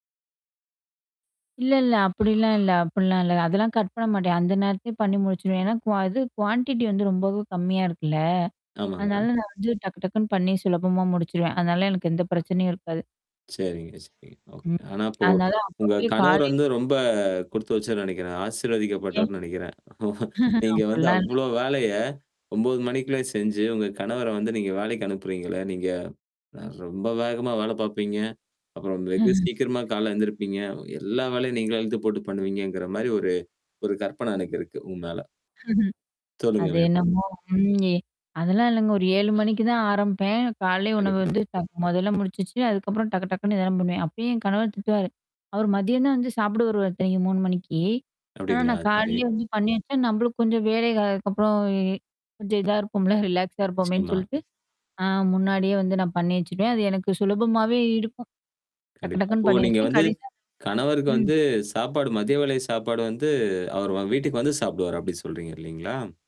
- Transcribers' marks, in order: tapping; in English: "குவான்டிட்டி"; static; lip trill; other background noise; unintelligible speech; other noise; mechanical hum; chuckle; laugh; laugh; in English: "ரிலாக்ஸா"
- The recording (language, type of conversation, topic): Tamil, podcast, காலை உணவை எளிதாகவும் விரைவாகவும் தயாரிக்கும் முறைகள் என்னென்ன?